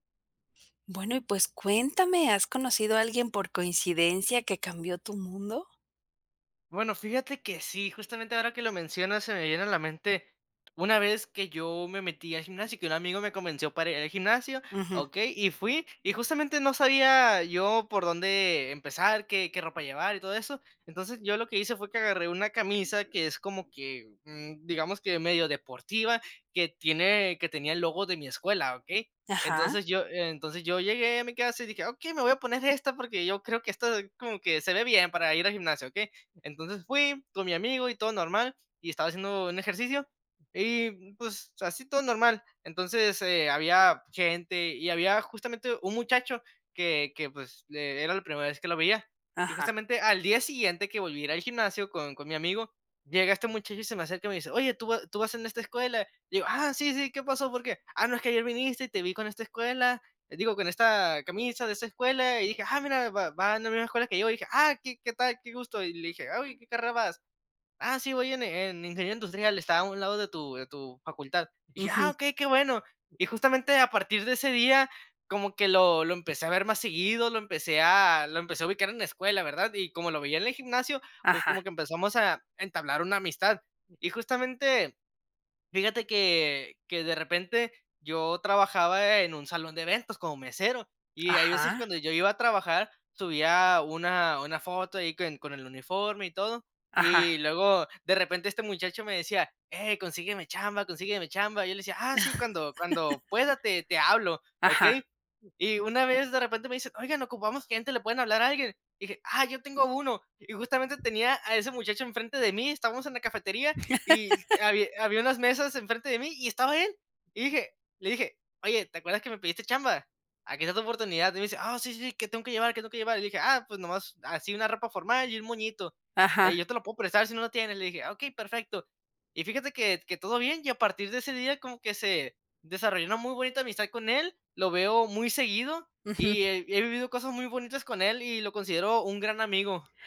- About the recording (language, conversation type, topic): Spanish, podcast, ¿Has conocido a alguien por casualidad que haya cambiado tu mundo?
- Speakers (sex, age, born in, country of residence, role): female, 45-49, Mexico, Mexico, host; male, 20-24, Mexico, Mexico, guest
- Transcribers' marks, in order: other background noise; tapping; laugh; laugh